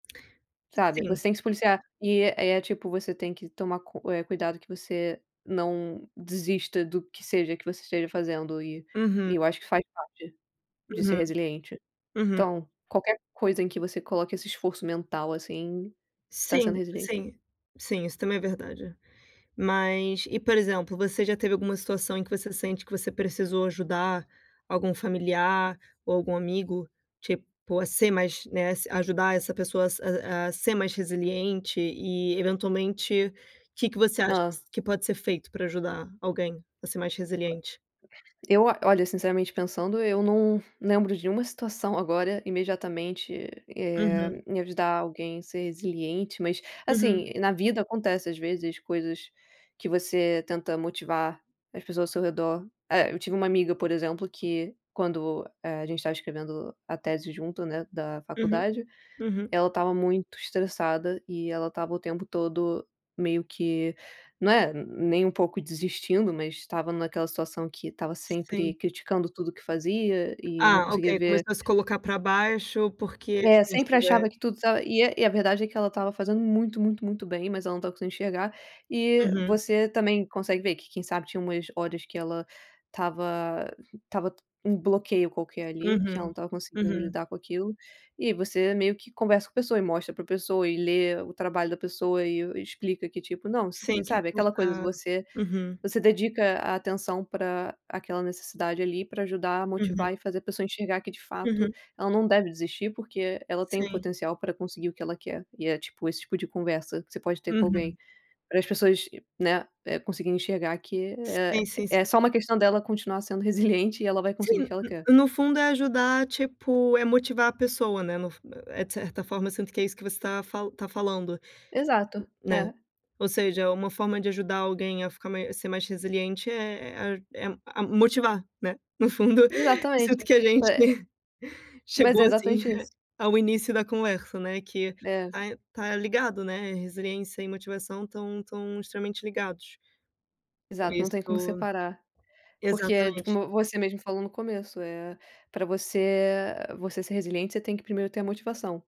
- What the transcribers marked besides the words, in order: tapping; other background noise; chuckle
- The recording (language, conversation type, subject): Portuguese, unstructured, O que significa, para você, ser resiliente?
- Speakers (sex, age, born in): female, 25-29, Brazil; female, 30-34, Brazil